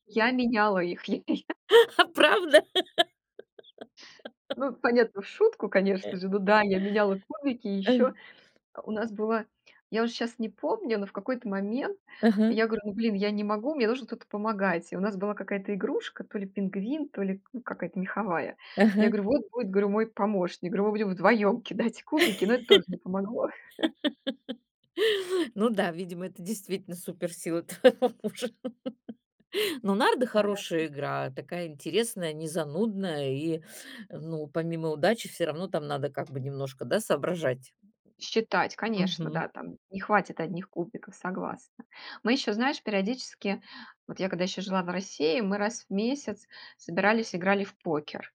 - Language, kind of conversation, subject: Russian, podcast, Почему тебя притягивают настольные игры?
- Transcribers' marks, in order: chuckle; laugh; laughing while speaking: "А правда?"; laugh; tapping; laugh; chuckle; laughing while speaking: "твоего мужа"; laugh; other background noise